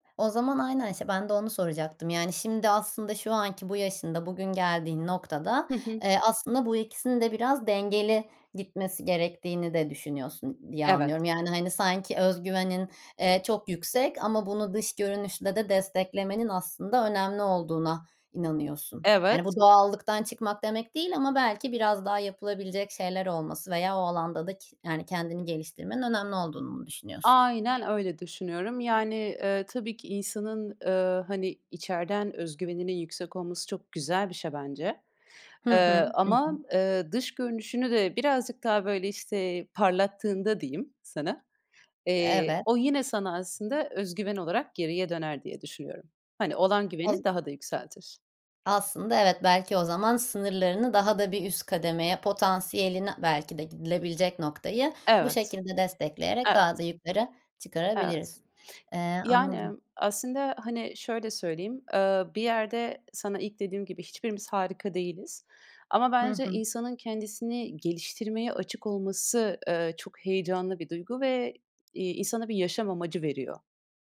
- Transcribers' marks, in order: tapping; other background noise
- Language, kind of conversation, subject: Turkish, podcast, Kendine güvenini nasıl inşa ettin ve nereden başladın?